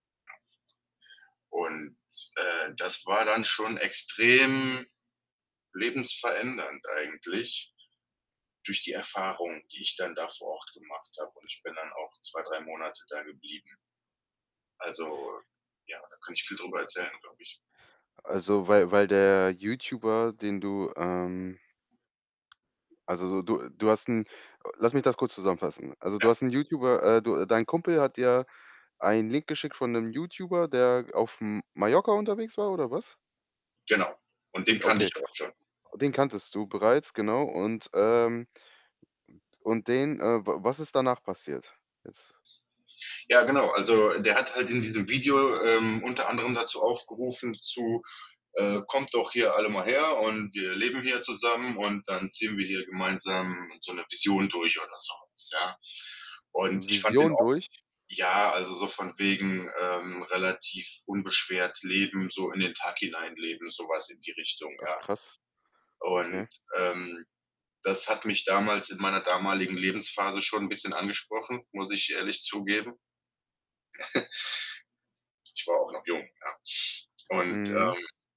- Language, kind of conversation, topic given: German, podcast, Kannst du von einem Zufall erzählen, der dein Leben verändert hat?
- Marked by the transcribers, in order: other background noise; static; distorted speech; unintelligible speech; unintelligible speech; chuckle